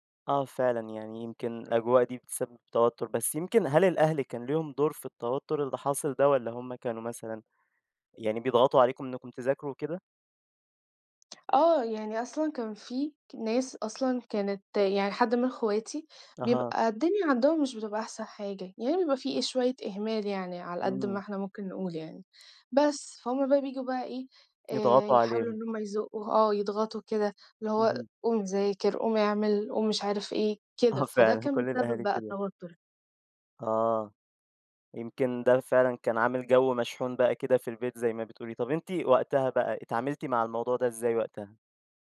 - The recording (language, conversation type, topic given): Arabic, podcast, إيه اللي بتعمله لما تحس بتوتر شديد؟
- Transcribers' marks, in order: chuckle